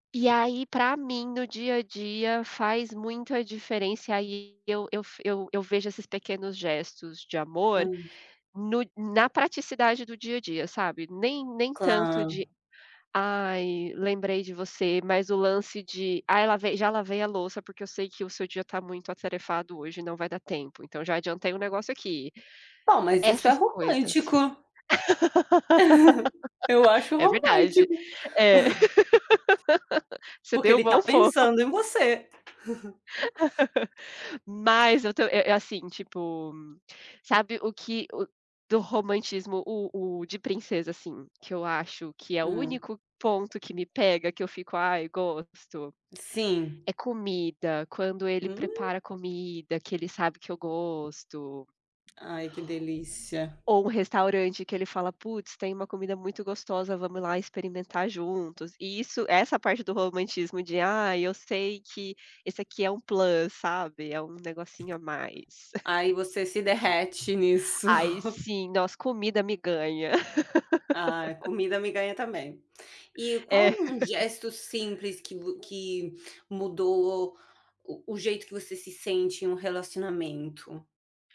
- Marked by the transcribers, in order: other background noise; tapping; chuckle; laugh; chuckle; laughing while speaking: "bom pon"; laugh; chuckle; chuckle; laugh; laugh
- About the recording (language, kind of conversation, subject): Portuguese, unstructured, Qual é a importância dos pequenos gestos no amor?